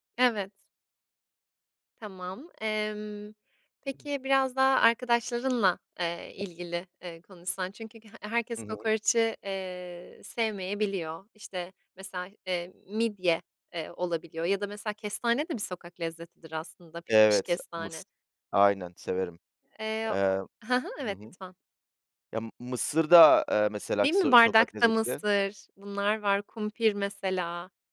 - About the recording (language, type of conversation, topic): Turkish, podcast, Sokak lezzetleri arasında en sevdiğin hangisiydi ve neden?
- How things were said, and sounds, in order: other noise; tapping; other background noise